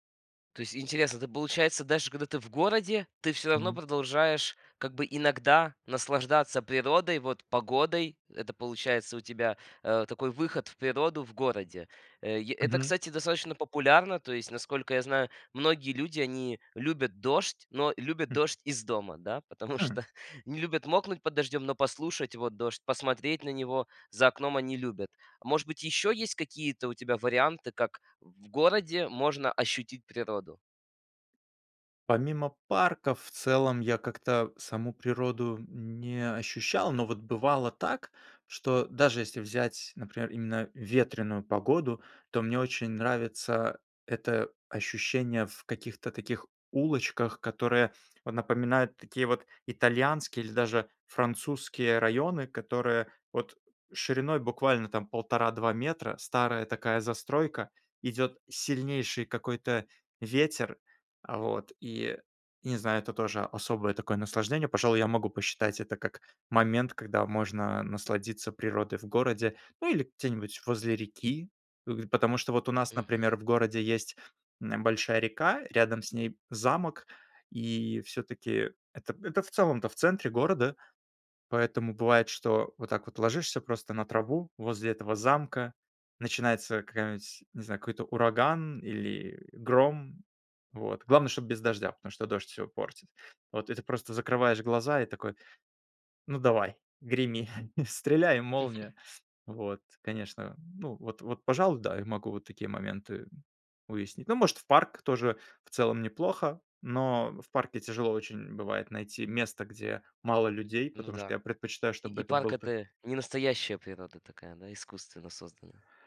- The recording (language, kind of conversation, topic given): Russian, podcast, Как природа влияет на твоё настроение?
- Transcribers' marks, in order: laughing while speaking: "что"; tapping; chuckle; chuckle